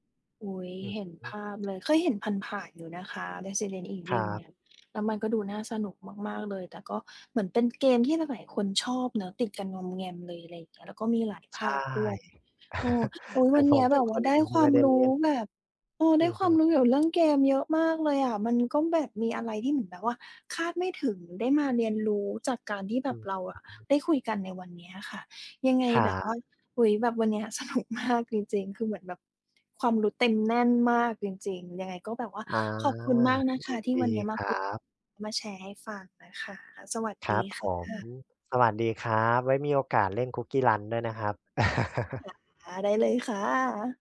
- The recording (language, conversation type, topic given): Thai, podcast, เรื่องเล่าในเกมทำให้ผู้เล่นรู้สึกผูกพันได้อย่างไร?
- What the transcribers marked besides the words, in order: tapping; other background noise; chuckle; laughing while speaking: "สนุกมาก"; laugh